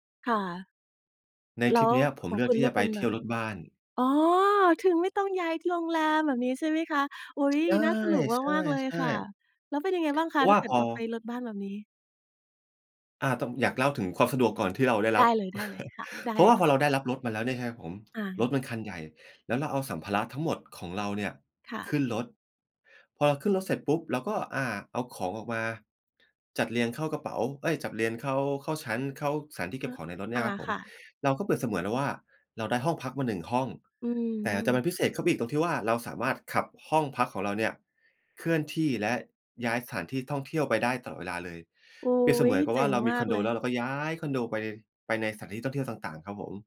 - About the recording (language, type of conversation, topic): Thai, podcast, เล่าเรื่องทริปที่ประทับใจที่สุดให้ฟังหน่อยได้ไหม?
- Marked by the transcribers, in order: joyful: "อ๋อ ถึงไม่ต้องย้ายโรงแรม แบบนี้ใช่ไหมคะ ? อุ๊ย น่าสนุกมาก ๆ เลยค่ะ"; tsk; chuckle